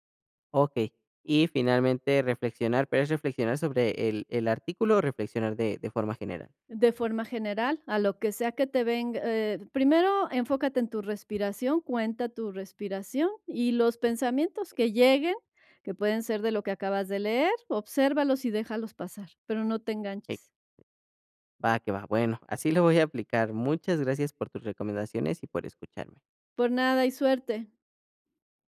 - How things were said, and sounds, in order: other noise
- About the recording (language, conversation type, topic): Spanish, advice, ¿Cómo puedo manejar mejor mis pausas y mi energía mental?